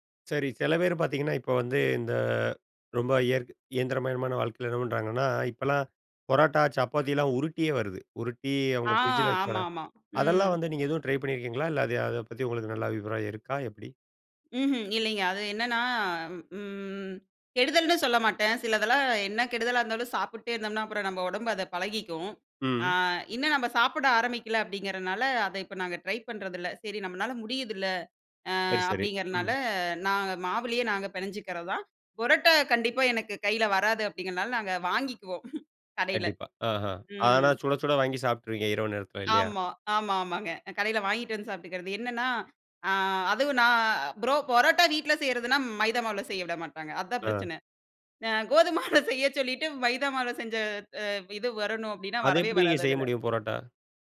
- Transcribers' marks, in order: chuckle; laughing while speaking: "அ கோதுமாவ்ல செய்ய சொல்லிட்டு, மைதா … வரவே வராது அதில"
- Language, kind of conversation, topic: Tamil, podcast, தூண்டுதல் குறைவாக இருக்கும் நாட்களில் உங்களுக்கு உதவும் உங்கள் வழிமுறை என்ன?